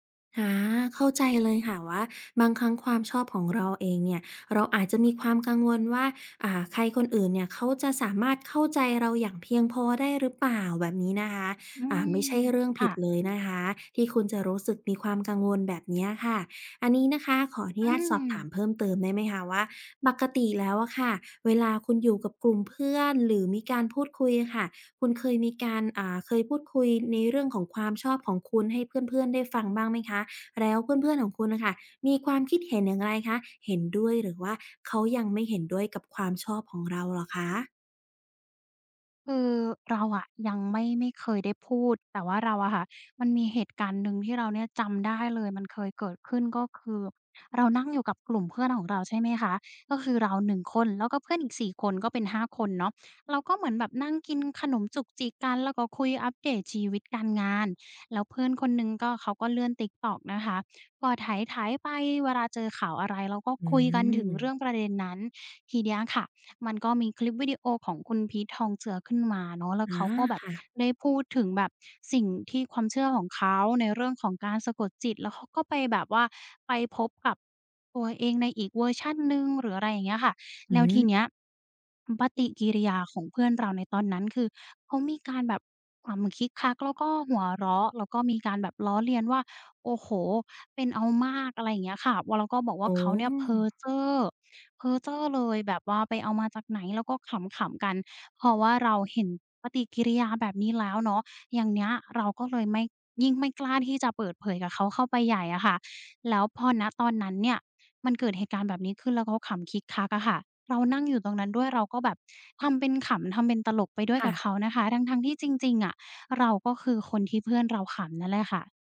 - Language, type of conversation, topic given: Thai, advice, คุณเคยต้องซ่อนความชอบหรือความเชื่อของตัวเองเพื่อให้เข้ากับกลุ่มไหม?
- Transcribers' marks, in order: drawn out: "อา"; drawn out: "อืม"; drawn out: "อืม"; drawn out: "อืม"; drawn out: "อ๋อ"; drawn out: "อ๋อ"